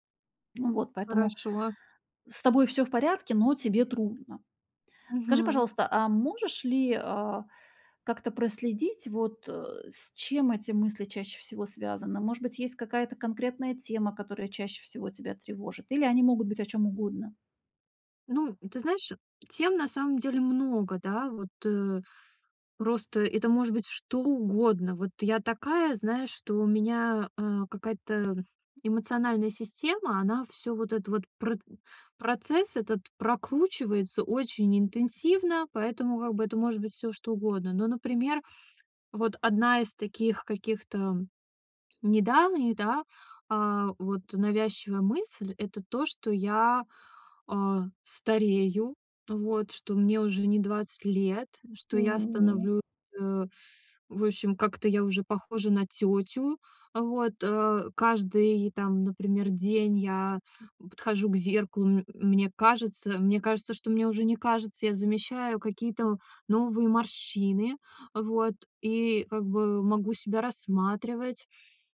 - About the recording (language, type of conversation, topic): Russian, advice, Как справиться с навязчивыми негативными мыслями, которые подрывают мою уверенность в себе?
- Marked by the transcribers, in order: tapping; other background noise